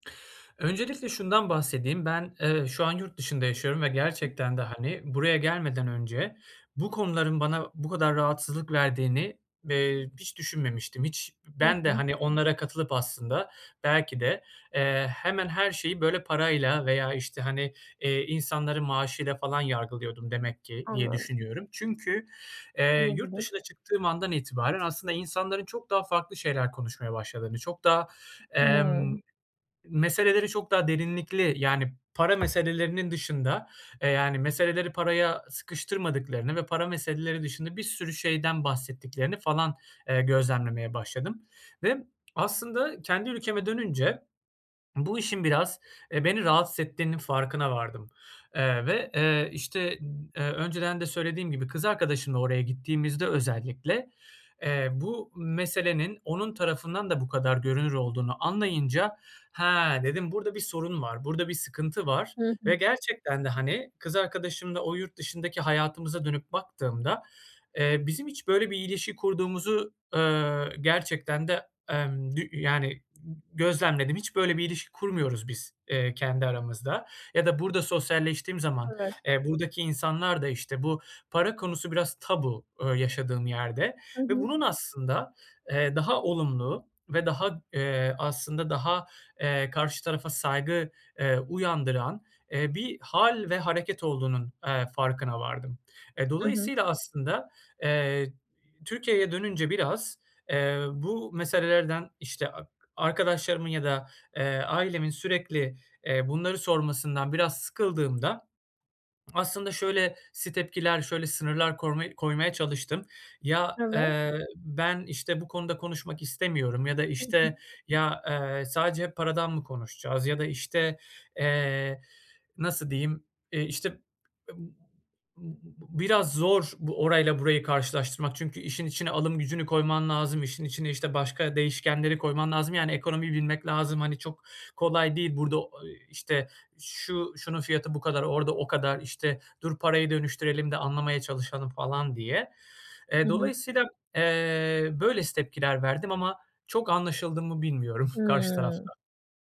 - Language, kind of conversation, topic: Turkish, advice, Ailemle veya arkadaşlarımla para konularında nasıl sınır koyabilirim?
- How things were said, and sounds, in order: other background noise; unintelligible speech; chuckle